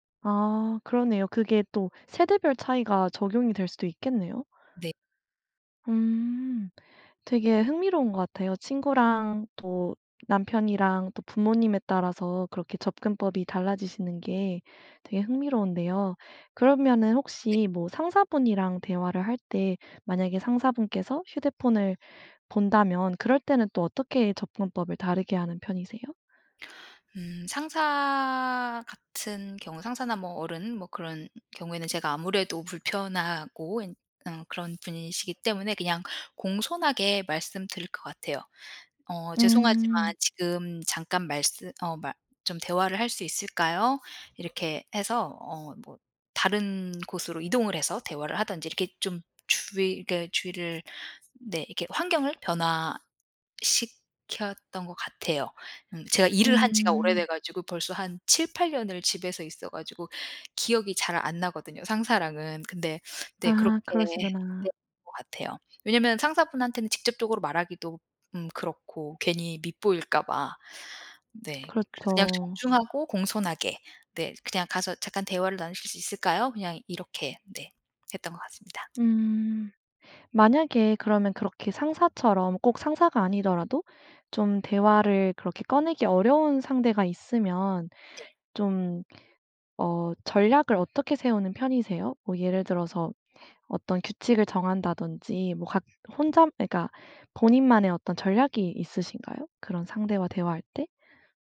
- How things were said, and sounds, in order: other noise; other background noise; tapping
- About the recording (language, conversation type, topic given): Korean, podcast, 대화 중에 상대가 휴대폰을 볼 때 어떻게 말하면 좋을까요?